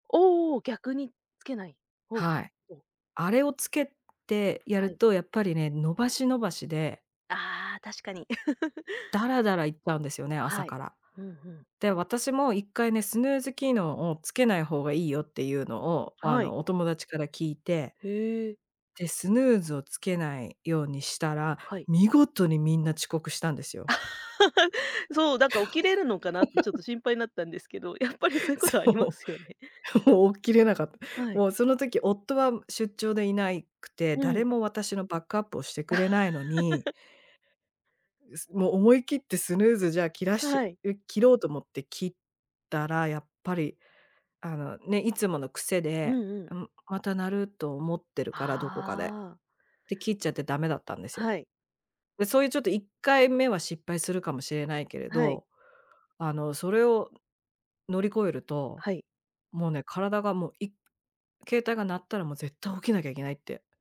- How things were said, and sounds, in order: chuckle; laugh; chuckle; chuckle; laugh
- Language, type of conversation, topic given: Japanese, podcast, 朝起きて最初に何をしますか？